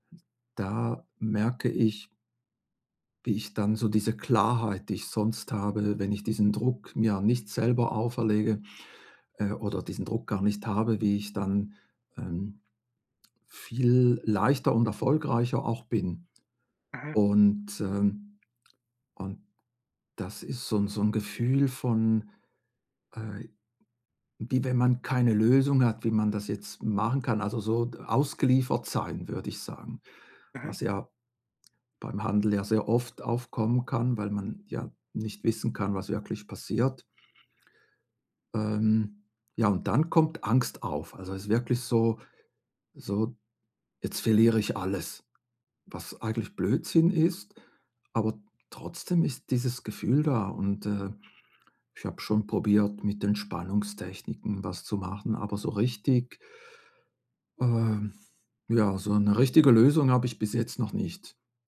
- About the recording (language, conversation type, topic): German, advice, Wie kann ich besser mit der Angst vor dem Versagen und dem Erwartungsdruck umgehen?
- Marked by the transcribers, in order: tapping